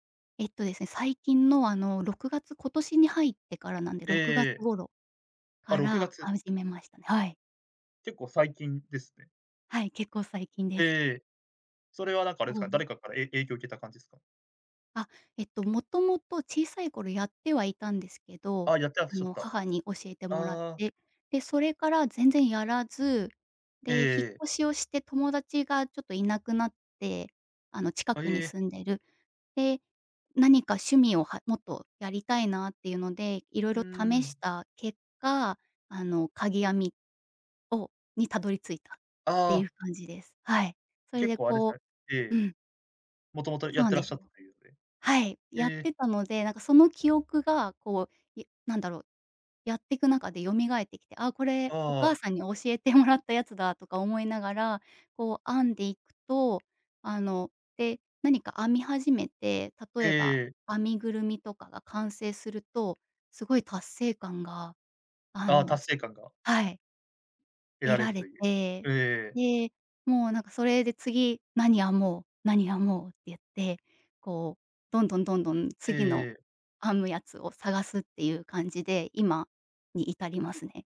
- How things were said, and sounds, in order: tapping
- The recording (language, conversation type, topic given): Japanese, podcast, 最近ハマっている趣味について話してくれますか？